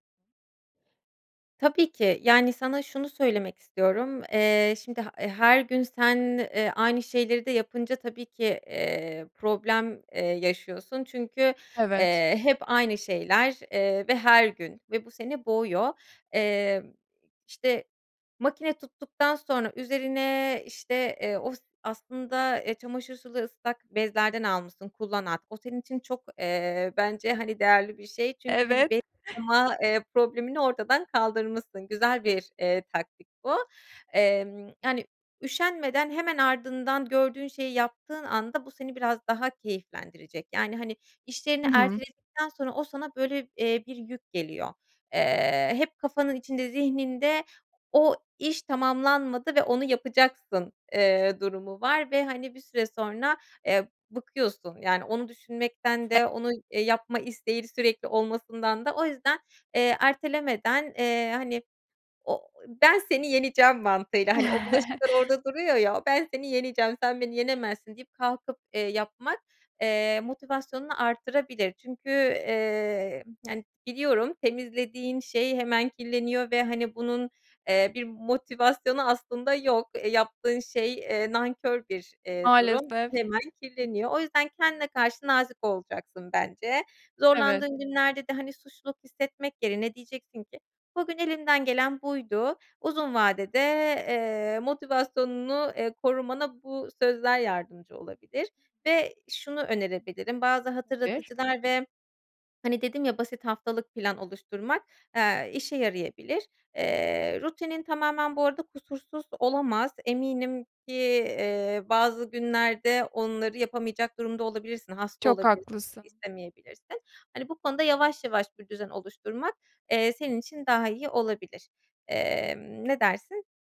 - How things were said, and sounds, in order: chuckle; tapping; unintelligible speech; chuckle; other noise; other background noise; unintelligible speech; swallow
- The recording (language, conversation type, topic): Turkish, advice, Ev ve eşyalarımı düzenli olarak temizlemek için nasıl bir rutin oluşturabilirim?